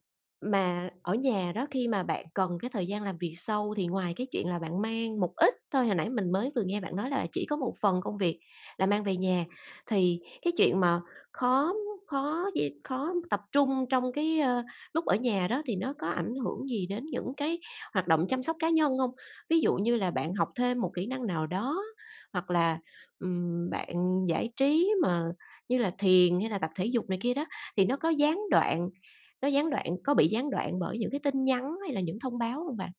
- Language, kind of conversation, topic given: Vietnamese, advice, Làm thế nào để bảo vệ thời gian làm việc sâu của bạn khỏi bị gián đoạn?
- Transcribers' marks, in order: tapping